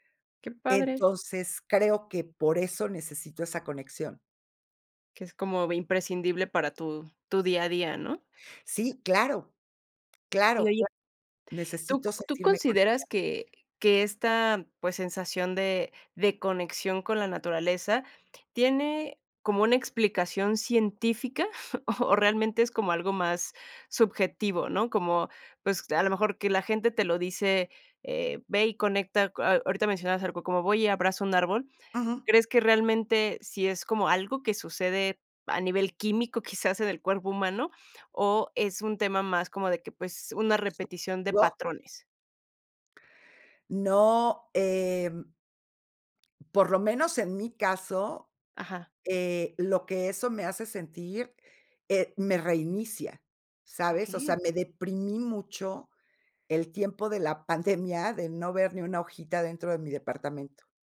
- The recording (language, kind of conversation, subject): Spanish, podcast, ¿Qué papel juega la naturaleza en tu salud mental o tu estado de ánimo?
- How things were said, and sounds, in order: tapping; other noise; chuckle; unintelligible speech